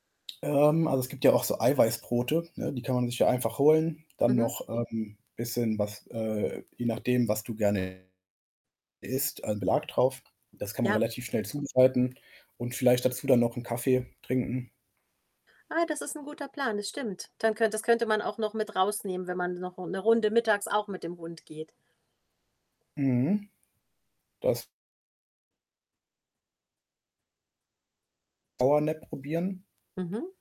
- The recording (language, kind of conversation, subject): German, advice, Warum bin ich trotz ausreichendem Nachtschlaf anhaltend müde?
- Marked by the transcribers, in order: static; distorted speech; other background noise